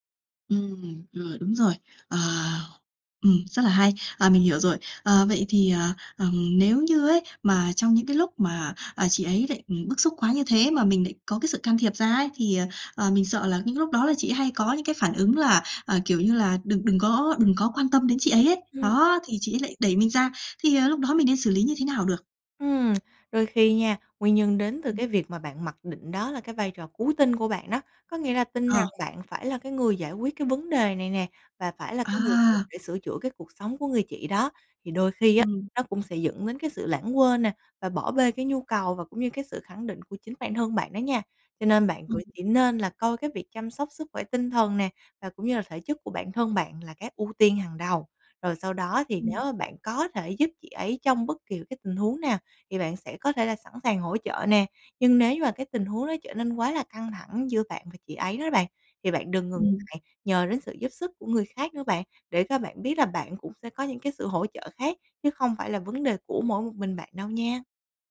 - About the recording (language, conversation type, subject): Vietnamese, advice, Bạn đang cảm thấy căng thẳng như thế nào khi có người thân nghiện rượu hoặc chất kích thích?
- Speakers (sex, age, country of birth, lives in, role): female, 25-29, Vietnam, Vietnam, advisor; female, 30-34, Vietnam, Vietnam, user
- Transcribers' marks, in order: tapping; other background noise; background speech